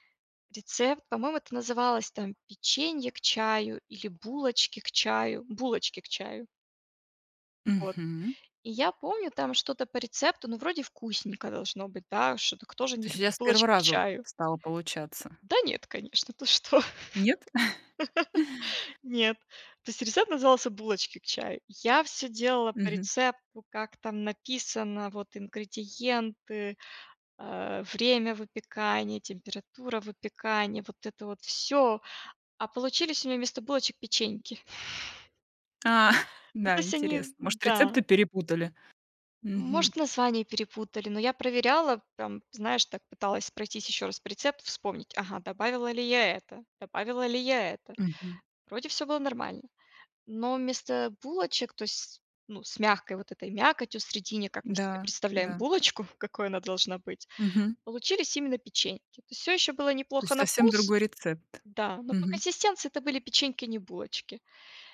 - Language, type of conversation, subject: Russian, podcast, Как бюджетно снова начать заниматься забытым увлечением?
- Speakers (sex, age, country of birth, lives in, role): female, 35-39, Ukraine, United States, guest; female, 40-44, Russia, Mexico, host
- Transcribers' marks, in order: laughing while speaking: "ты что?"; laugh; chuckle; chuckle; chuckle